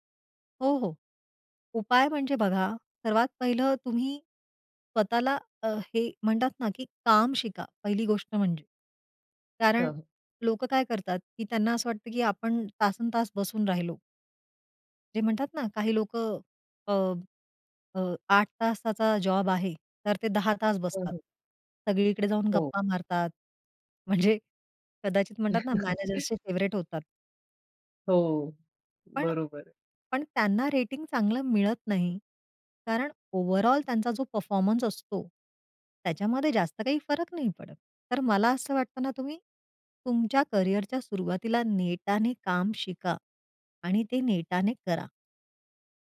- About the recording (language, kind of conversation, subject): Marathi, podcast, नोकरीत पगारवाढ मागण्यासाठी तुम्ही कधी आणि कशी चर्चा कराल?
- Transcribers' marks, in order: tapping; chuckle; other noise; in English: "फेव्हरेट"; in English: "ओव्हरऑल"